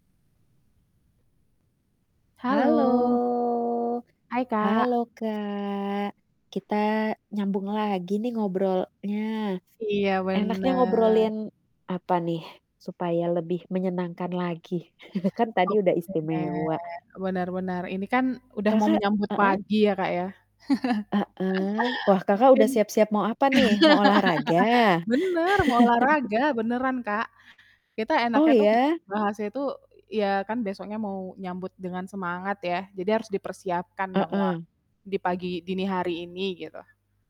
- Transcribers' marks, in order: static; drawn out: "Halo!"; background speech; other background noise; laugh; distorted speech; laugh; laugh
- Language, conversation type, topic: Indonesian, unstructured, Menurutmu, olahraga apa yang paling menyenangkan?